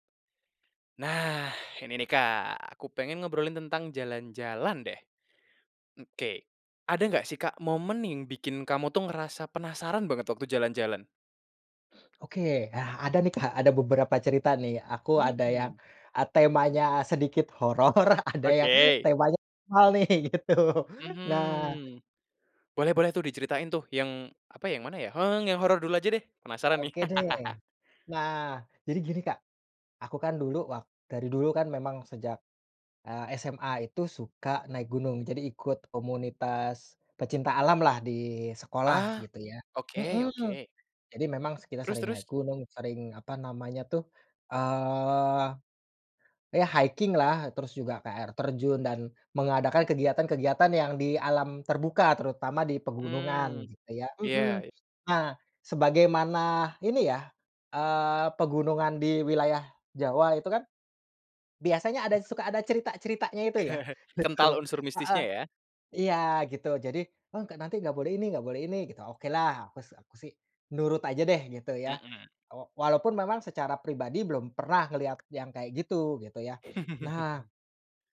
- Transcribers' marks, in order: laughing while speaking: "horor, ada yang temanya normal, nih, gitu"; other background noise; laugh; in English: "hiking-lah"; laughing while speaking: "Betul"; chuckle; chuckle
- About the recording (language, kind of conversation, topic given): Indonesian, podcast, Apa momen paling bikin kamu merasa penasaran waktu jalan-jalan?